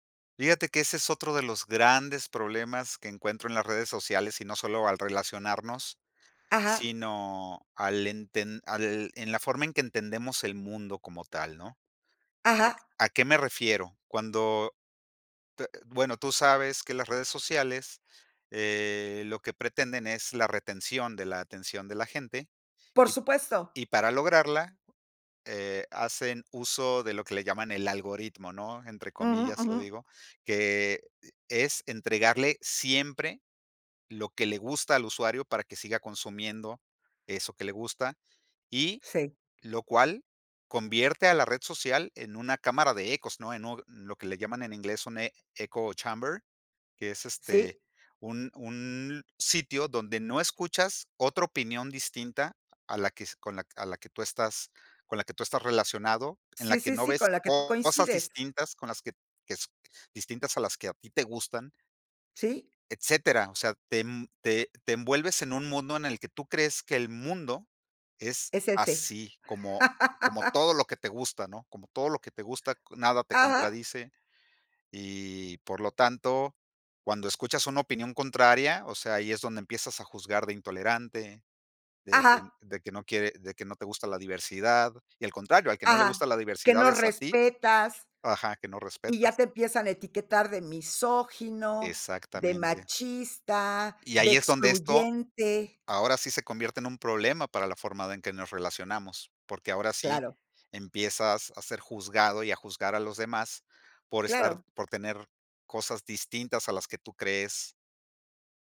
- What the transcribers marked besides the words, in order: in English: "eco chamber"; laugh
- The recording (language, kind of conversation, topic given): Spanish, podcast, ¿Cómo cambian las redes sociales nuestra forma de relacionarnos?